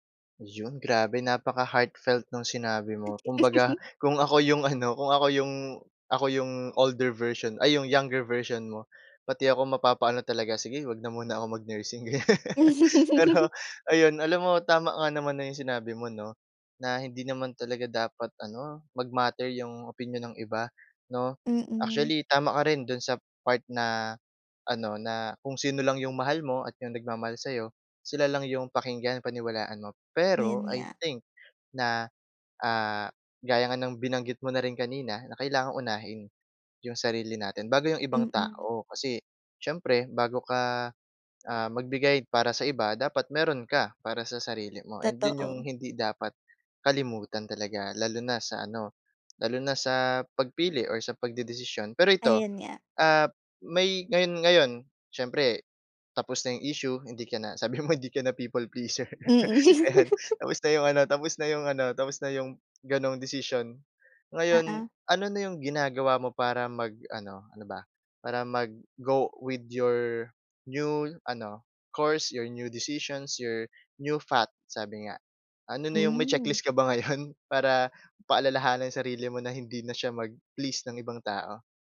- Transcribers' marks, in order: laugh; laughing while speaking: "ano"; laugh; laughing while speaking: "ganyan"; laughing while speaking: "sabi mo hindi ka na people pleaser, ayan"; laugh; "path" said as "fat"; laughing while speaking: "ngayon"
- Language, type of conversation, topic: Filipino, podcast, Paano mo hinaharap ang pressure mula sa opinyon ng iba tungkol sa desisyon mo?